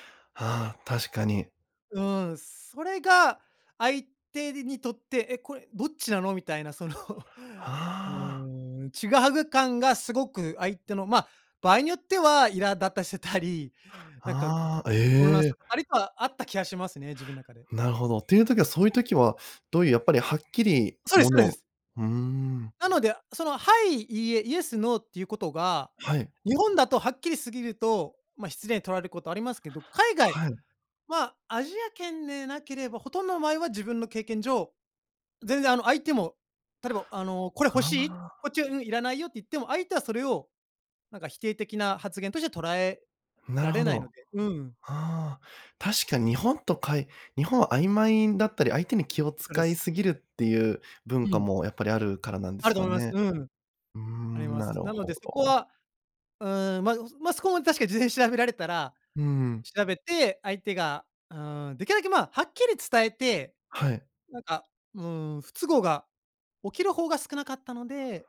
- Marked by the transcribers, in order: laughing while speaking: "その"; other background noise; in English: "イエス、ノー"
- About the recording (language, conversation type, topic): Japanese, podcast, 一番心に残っている旅のエピソードはどんなものでしたか？